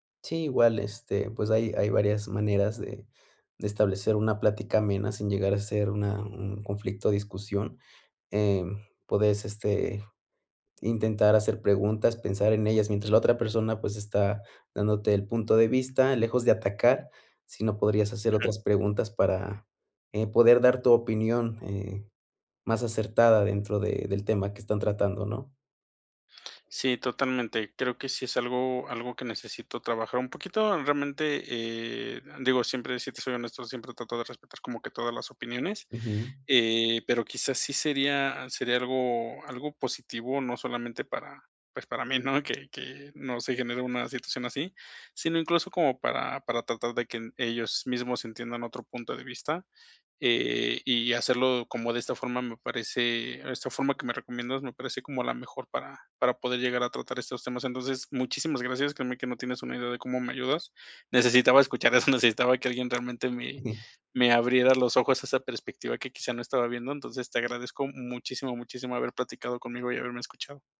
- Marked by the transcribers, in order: tapping; laughing while speaking: "eso, necesitaba"; unintelligible speech
- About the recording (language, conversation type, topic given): Spanish, advice, ¿Cuándo ocultas tus opiniones para evitar conflictos con tu familia o con tus amigos?